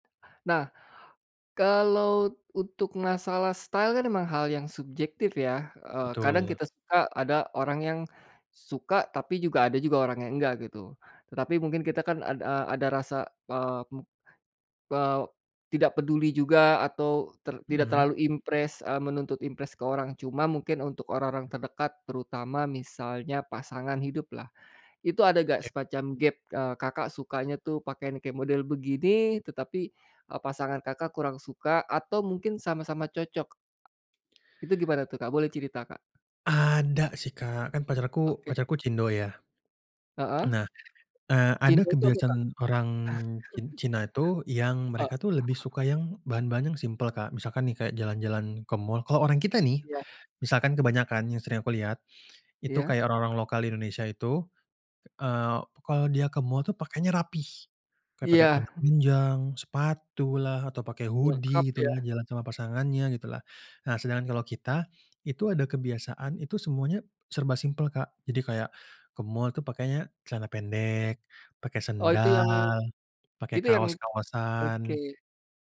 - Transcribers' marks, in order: in English: "style"; in English: "impress"; in English: "impress"; tapping; chuckle; in English: "hoodie"
- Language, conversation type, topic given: Indonesian, podcast, Gaya pakaian seperti apa yang membuat kamu lebih percaya diri?